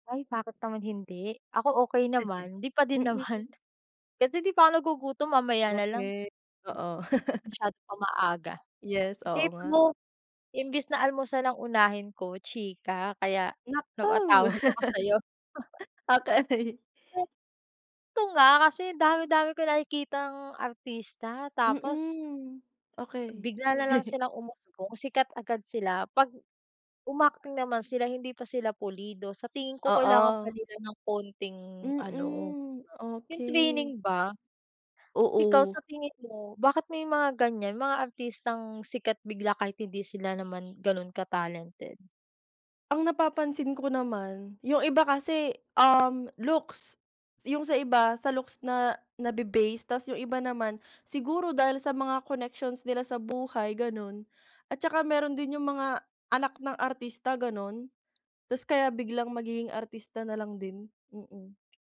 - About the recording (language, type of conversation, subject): Filipino, unstructured, Bakit may mga artistang mabilis sumikat kahit hindi naman gaanong talentado?
- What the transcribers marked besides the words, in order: chuckle; laughing while speaking: "naman"; chuckle; laughing while speaking: "sa'yo"; laughing while speaking: "okay"; chuckle